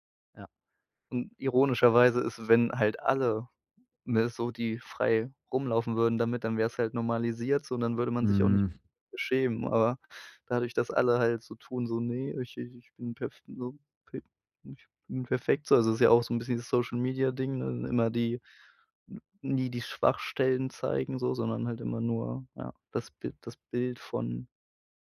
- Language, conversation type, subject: German, podcast, Was war dein mutigster Stilwechsel und warum?
- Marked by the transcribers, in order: none